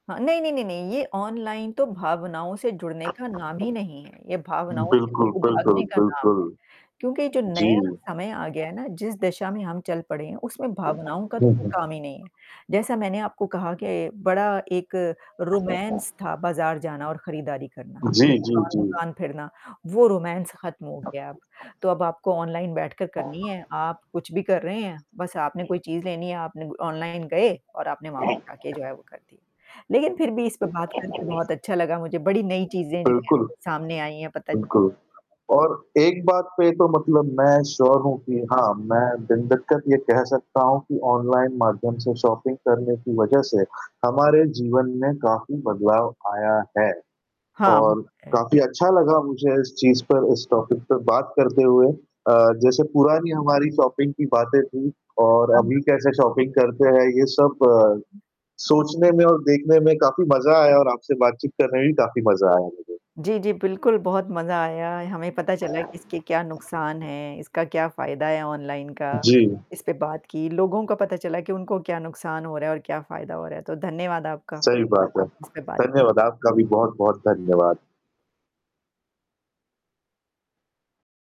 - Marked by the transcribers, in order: static; tapping; other background noise; distorted speech; in English: "रोमांस"; in English: "रोमांस"; in English: "श्योर"; in English: "शॉपिंग"; in English: "टॉपिक"; in English: "शॉपिंग"; in English: "शॉपिंग"; unintelligible speech
- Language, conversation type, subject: Hindi, unstructured, क्या आपको लगता है कि ऑनलाइन खरीदारी ने आपकी खरीदारी की आदतों में बदलाव किया है?